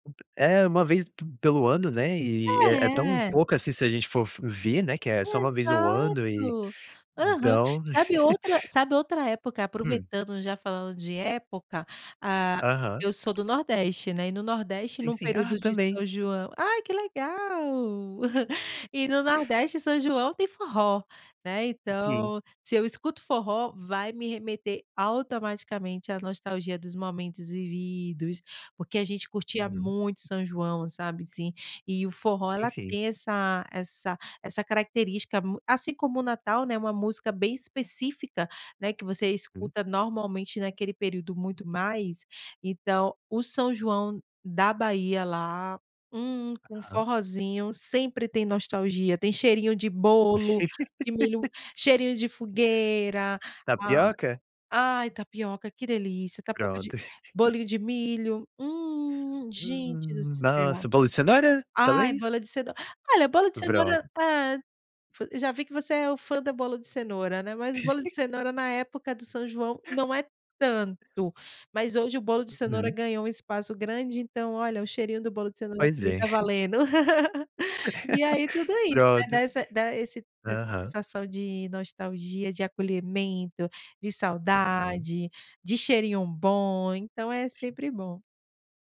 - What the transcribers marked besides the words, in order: giggle; tapping; laugh; laugh; chuckle; laugh
- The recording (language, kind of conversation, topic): Portuguese, podcast, Como a nostalgia pesa nas suas escolhas musicais?